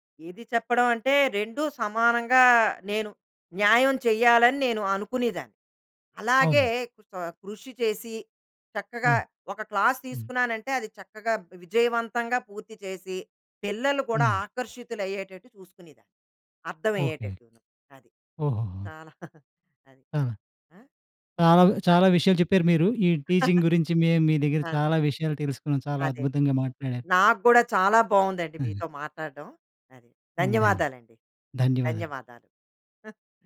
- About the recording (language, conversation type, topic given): Telugu, podcast, మీరు గర్వపడే ఒక ఘట్టం గురించి వివరించగలరా?
- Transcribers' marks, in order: in English: "క్లాస్"; tapping; chuckle; in English: "టీచింగ్"; chuckle; other noise